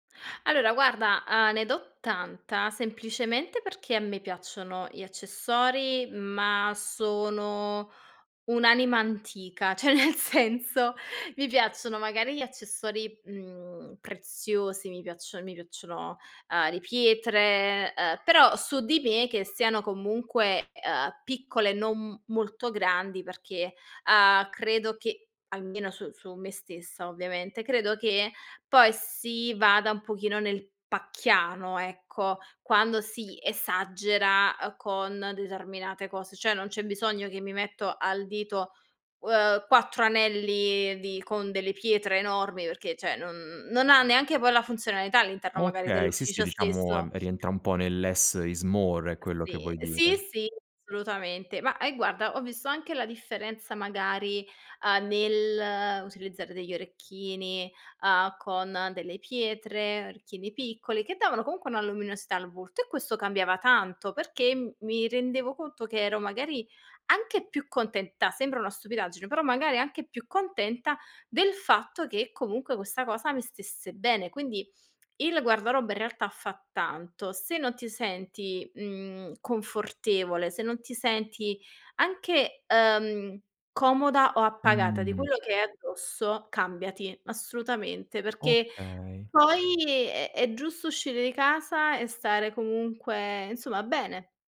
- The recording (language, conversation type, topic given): Italian, podcast, Che ruolo ha il tuo guardaroba nella tua identità personale?
- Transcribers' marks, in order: "cioè" said as "ceh"; laughing while speaking: "nel senso"; baby crying; other background noise; "cioè" said as "ceh"; in English: "less is more"